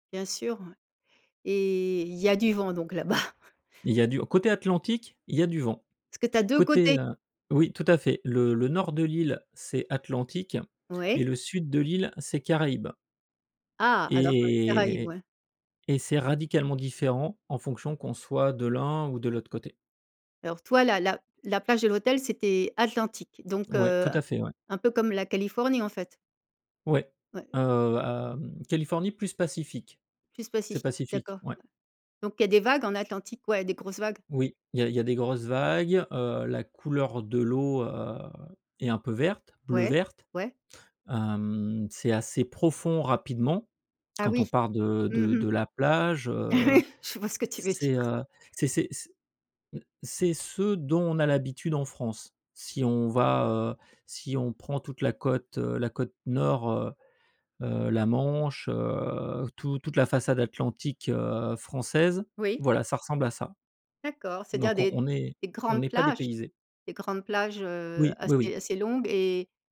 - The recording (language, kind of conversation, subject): French, podcast, Quelle expérience de voyage t’a le plus marqué(e) ?
- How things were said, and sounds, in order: drawn out: "Et"; chuckle; drawn out: "heu"; drawn out: "Hem"; laughing while speaking: "Oui, je vois ce que tu veux dire"; drawn out: "heu"